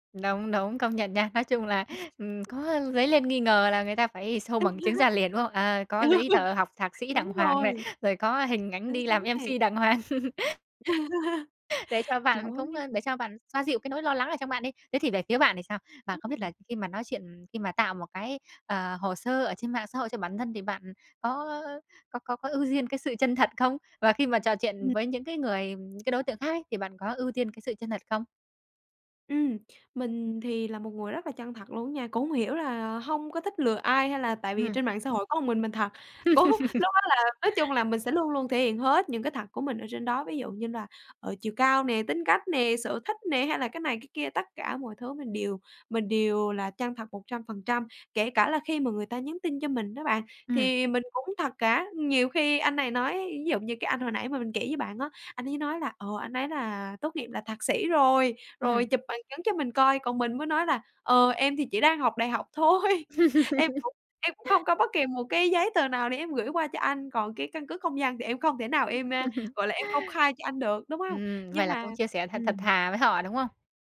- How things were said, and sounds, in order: laugh; tapping; in English: "show"; laugh; unintelligible speech; in English: "M-C"; laughing while speaking: "hoàng"; laugh; "tiên" said as "diên"; other background noise; "một" said as "ưn"; laugh; unintelligible speech; laughing while speaking: "lúc đó là"; laughing while speaking: "thôi"; laugh; laugh
- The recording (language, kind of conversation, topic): Vietnamese, podcast, Bạn làm thế nào để giữ cho các mối quan hệ luôn chân thành khi mạng xã hội ngày càng phổ biến?